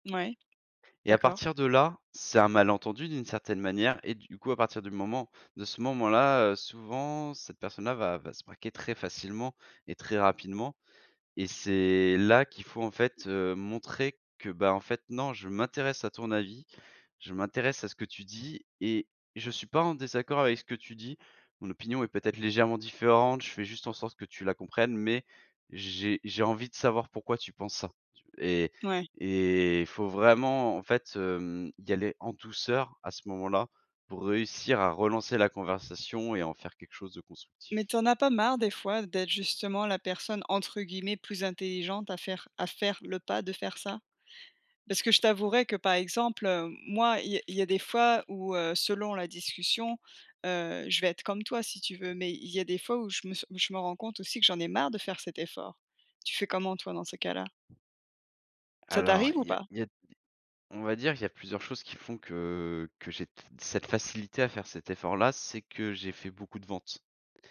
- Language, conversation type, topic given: French, podcast, Comment transformes-tu un malentendu en conversation constructive ?
- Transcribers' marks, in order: other background noise